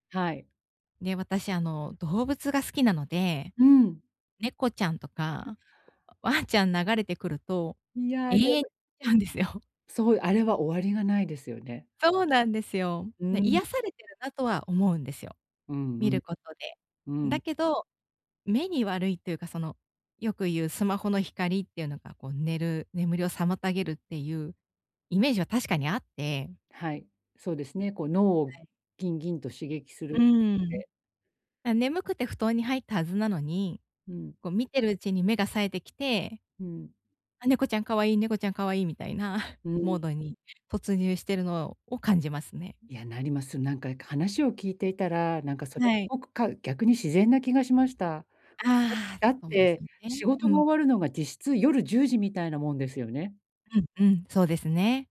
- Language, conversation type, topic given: Japanese, advice, 就寝前に何をすると、朝すっきり起きられますか？
- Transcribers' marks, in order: laughing while speaking: "わんちゃん"; laughing while speaking: "うんですよ"; tapping; chuckle; other background noise